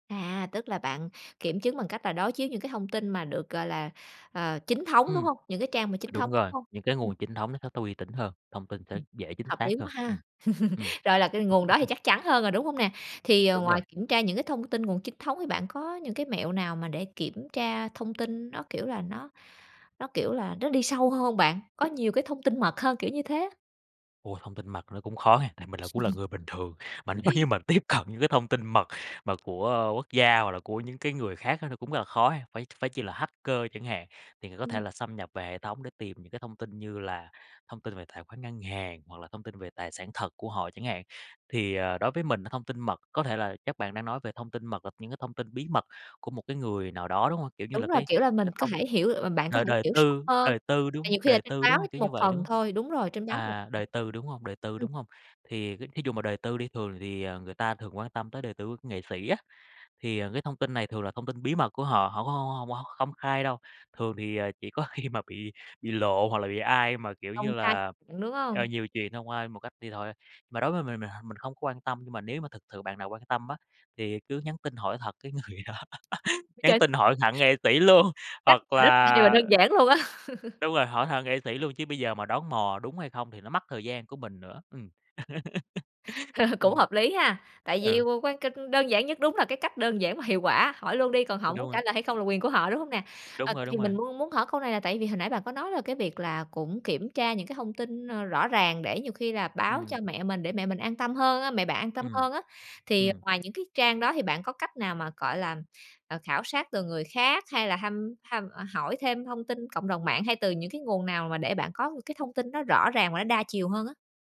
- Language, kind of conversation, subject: Vietnamese, podcast, Bạn có mẹo kiểm chứng thông tin đơn giản không?
- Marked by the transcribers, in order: other background noise; laugh; laugh; laughing while speaking: "nếu như mà tiếp cận"; in English: "hacker"; unintelligible speech; unintelligible speech; laughing while speaking: "khi mà"; unintelligible speech; laughing while speaking: "cái người đó"; laughing while speaking: "luôn á"; laugh; laugh